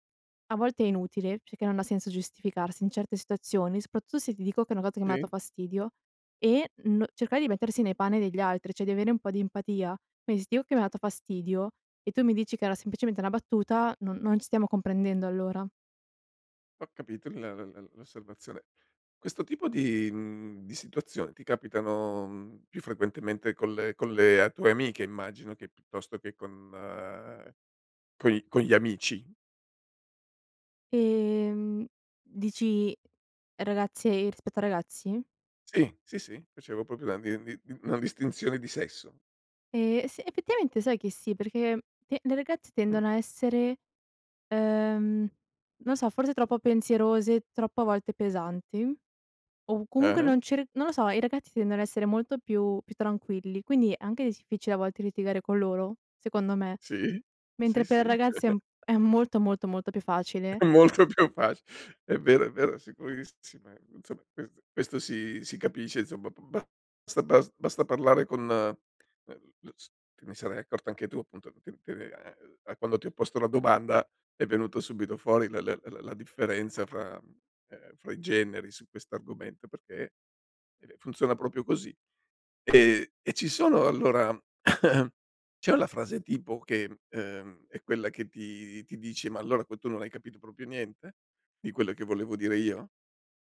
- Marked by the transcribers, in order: "soprattutto" said as "soprattuo"; "dato" said as "ato"; other background noise; "cioè" said as "ceh"; "dato" said as "ato"; "proprio" said as "propio"; chuckle; laughing while speaking: "Molto più faci"; unintelligible speech; "proprio" said as "propio"; cough; "proprio" said as "propio"
- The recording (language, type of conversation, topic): Italian, podcast, Perché la chiarezza nelle parole conta per la fiducia?